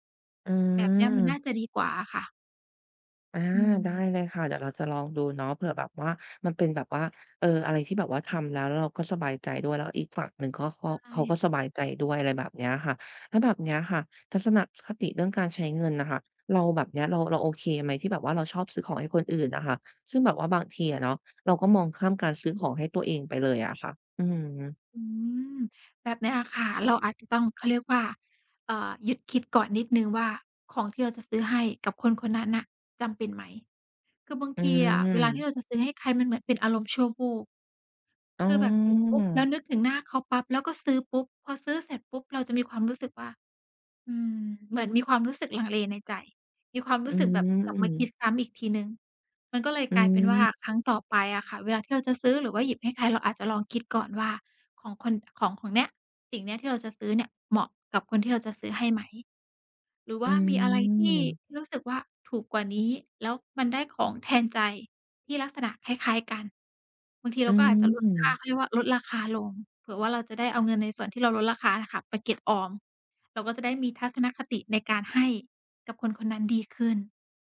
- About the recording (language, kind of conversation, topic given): Thai, advice, ฉันจะปรับทัศนคติเรื่องการใช้เงินให้ดีขึ้นได้อย่างไร?
- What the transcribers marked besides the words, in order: other background noise